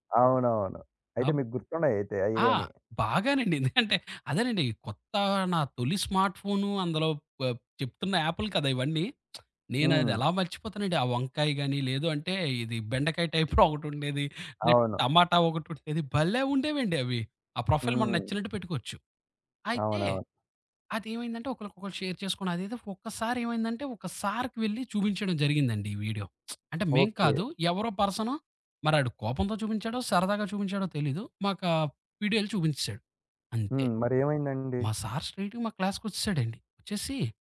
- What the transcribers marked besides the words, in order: chuckle; in English: "స్మార్ట్"; lip smack; laughing while speaking: "టైప్‌లో"; in English: "టైప్‌లో"; in English: "ప్రొఫైల్"; in English: "షేర్"; lip smack; in English: "స్ట్రెయిట్‌గా"
- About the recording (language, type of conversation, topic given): Telugu, podcast, మీ తొలి స్మార్ట్‌ఫోన్ మీ జీవితాన్ని ఎలా మార్చింది?